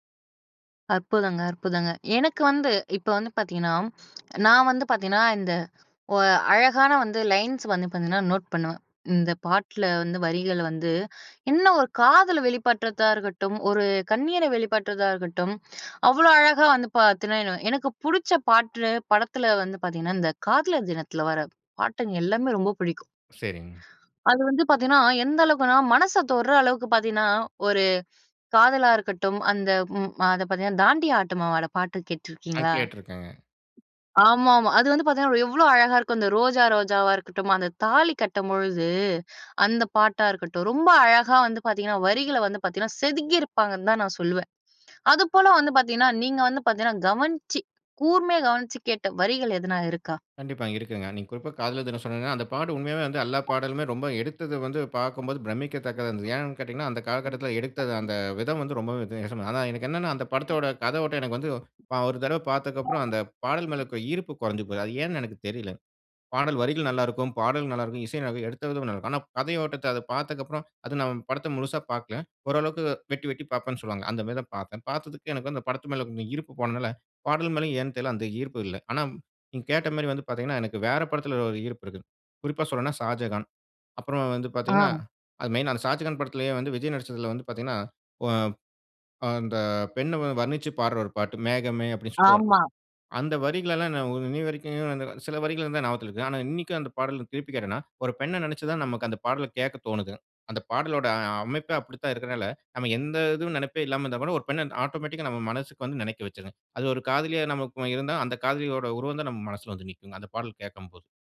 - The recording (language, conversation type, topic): Tamil, podcast, பாடல் வரிகள் உங்கள் நெஞ்சை எப்படித் தொடுகின்றன?
- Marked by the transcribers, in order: other background noise; in English: "லைன்ஸ்"; in English: "நோட்"; "வெளிப்படுத்திறதா" said as "வெளிப்பட்றத்தா"; "வெளிப்படுத்திறதா" said as "வெளிப்பட்றத்தா"; "பார்த்தீங்கன்னா" said as "பாத்தீனா"; "பாட்டு" said as "பாட்ரு"; "எல்லா" said as "அல்லா"; unintelligible speech; "பார்த்ததுக்கப்பறம்" said as "பார்த்தகப்பறம்"; in English: "ஆட்டோமேட்டிக்கா"